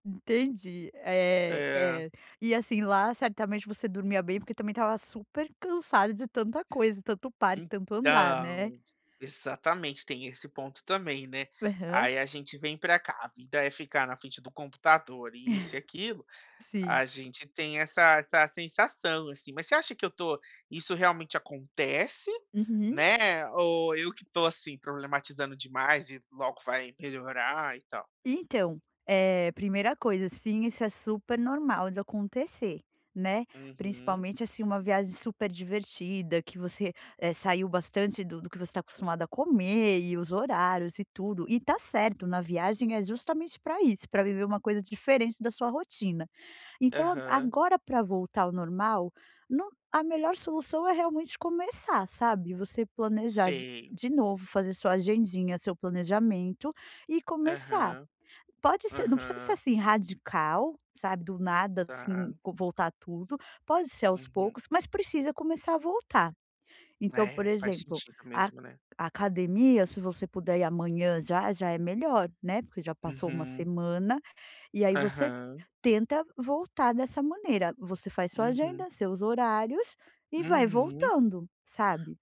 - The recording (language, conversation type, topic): Portuguese, advice, Como voltar a uma rotina saudável depois das férias ou de uma viagem?
- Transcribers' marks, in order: chuckle